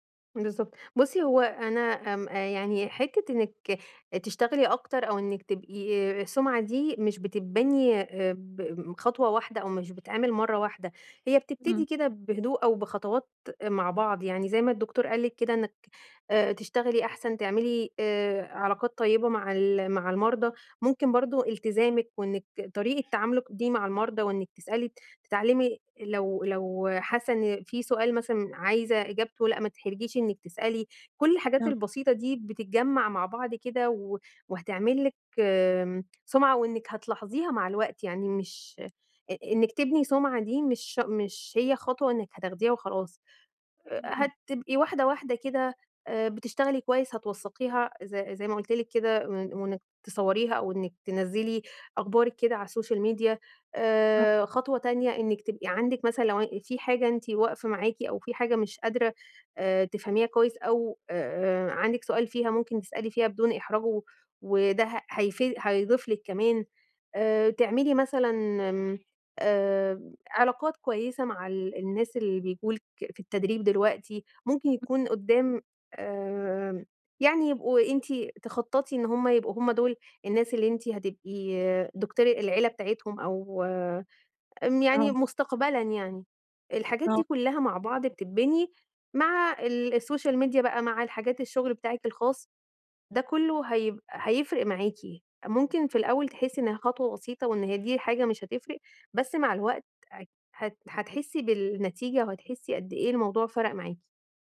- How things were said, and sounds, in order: unintelligible speech; in English: "السوشيال ميديا"; unintelligible speech; in English: "السوشيال ميديا"
- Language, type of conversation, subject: Arabic, advice, إزاي أبدأ أبني سمعة مهنية قوية في شغلي؟